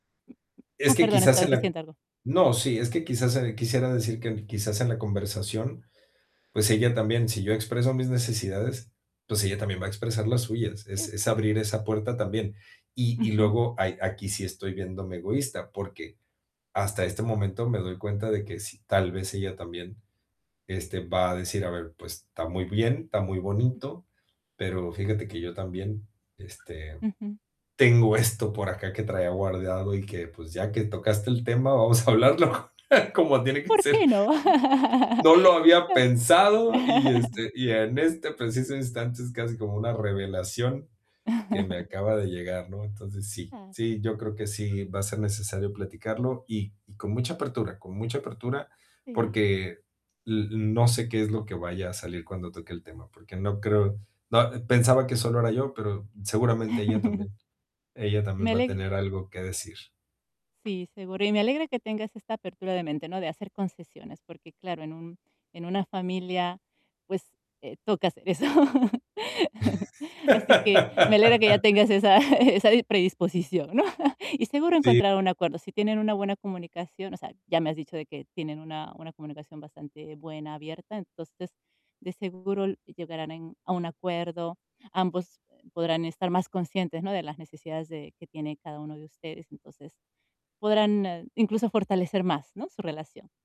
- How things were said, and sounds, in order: other background noise; distorted speech; other noise; chuckle; laughing while speaking: "como tiene que ser"; static; laugh; chuckle; unintelligible speech; laugh; tapping; laugh; chuckle; laugh; mechanical hum
- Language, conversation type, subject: Spanish, advice, ¿Cómo puedo expresar mis necesidades a mi pareja sin herirla?